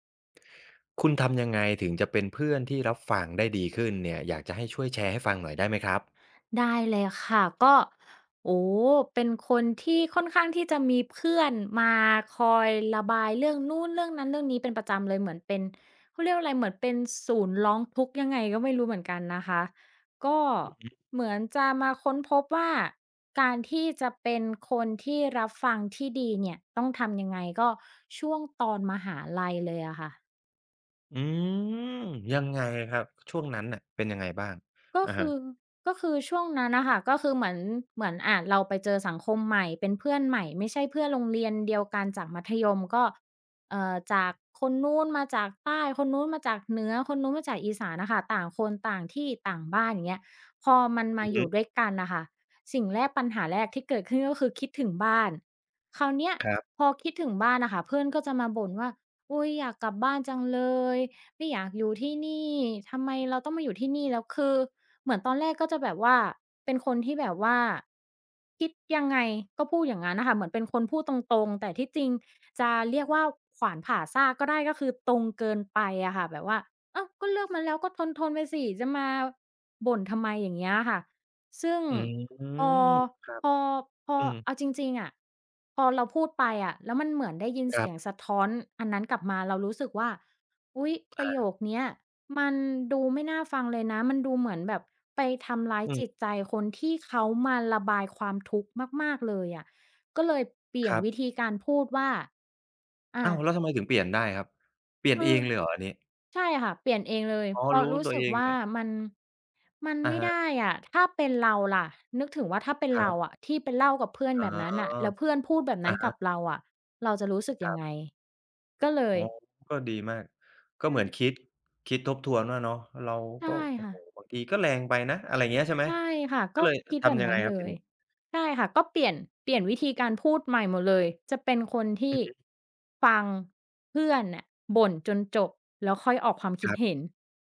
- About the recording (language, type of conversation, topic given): Thai, podcast, ทำอย่างไรจะเป็นเพื่อนที่รับฟังได้ดีขึ้น?
- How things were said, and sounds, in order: none